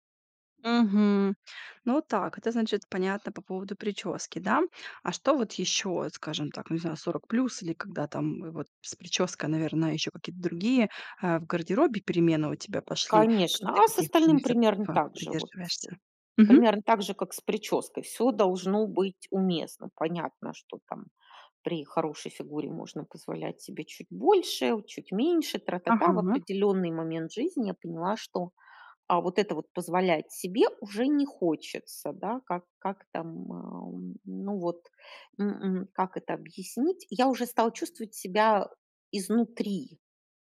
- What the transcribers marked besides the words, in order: none
- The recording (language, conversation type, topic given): Russian, podcast, Что обычно вдохновляет вас на смену внешности и обновление гардероба?